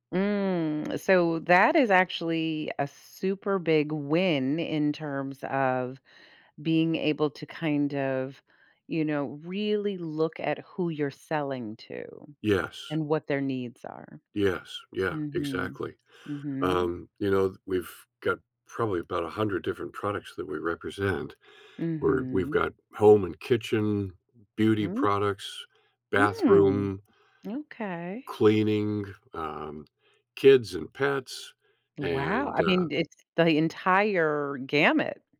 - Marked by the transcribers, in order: drawn out: "Mm"; tapping; other background noise
- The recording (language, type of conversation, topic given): English, advice, How can I get a promotion?
- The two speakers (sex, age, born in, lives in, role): female, 60-64, United States, United States, advisor; male, 70-74, Canada, United States, user